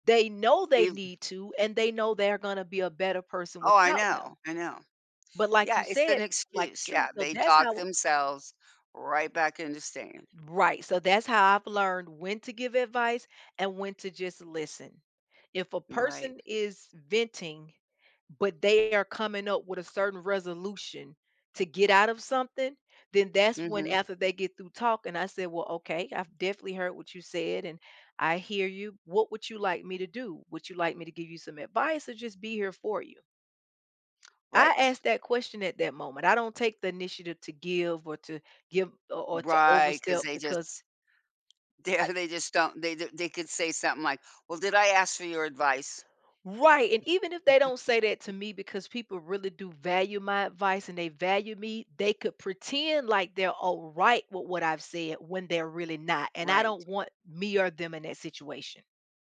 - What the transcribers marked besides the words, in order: laughing while speaking: "they, uh"; chuckle
- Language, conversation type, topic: English, unstructured, How can we be there for friends when they are facing challenges?